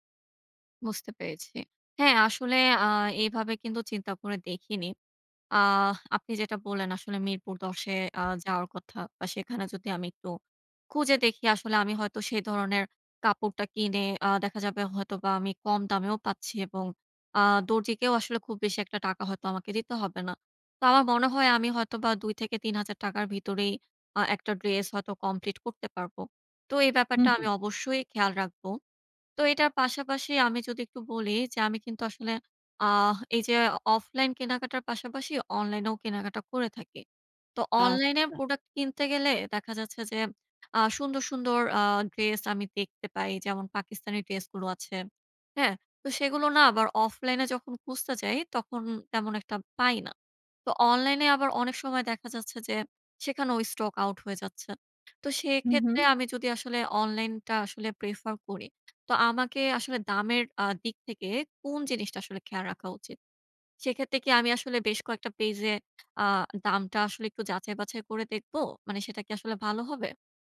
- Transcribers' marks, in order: in English: "prefer"
- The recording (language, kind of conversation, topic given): Bengali, advice, বাজেটের মধ্যে ভালো জিনিস পাওয়া কঠিন